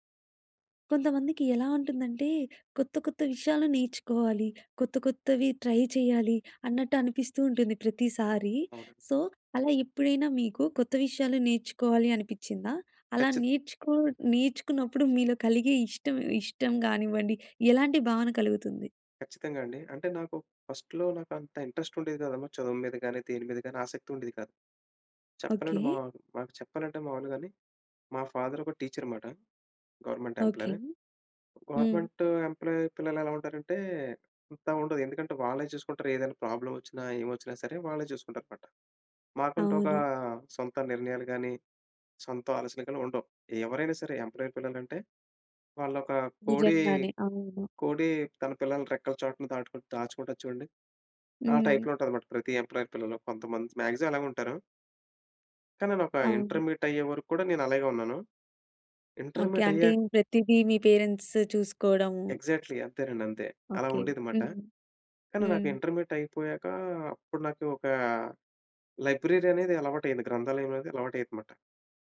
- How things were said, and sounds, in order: in English: "ట్రై"; in English: "సో"; in English: "ఫస్ట్‌లో"; in English: "ఇంట్రెస్ట్"; in English: "ఫాదర్"; in English: "గవర్నమెంట్ ఎంప్లాయీ"; in English: "ఎంప్లాయీ"; in English: "ప్రాబ్లమ్"; in English: "ఎంప్లాయీ"; in English: "టైప్‌లో"; in English: "ఎంప్లాయీ"; in English: "మాక్సిమమ్"; in English: "పేరెంట్స్"; in English: "ఎక్సాట్లీ"
- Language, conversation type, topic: Telugu, podcast, కొత్త విషయాలను నేర్చుకోవడం మీకు ఎందుకు ఇష్టం?